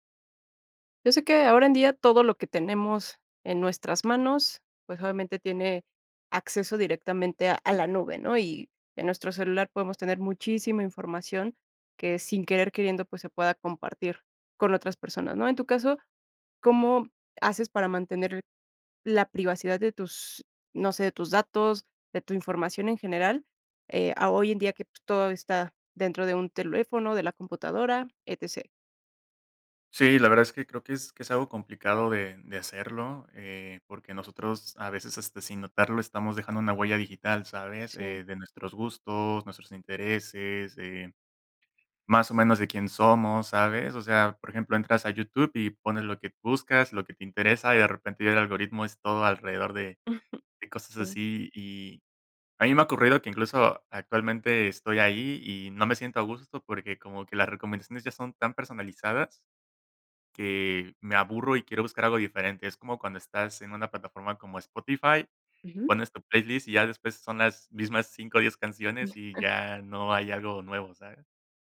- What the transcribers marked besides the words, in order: giggle; giggle
- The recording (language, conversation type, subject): Spanish, podcast, ¿Qué te preocupa más de tu privacidad con tanta tecnología alrededor?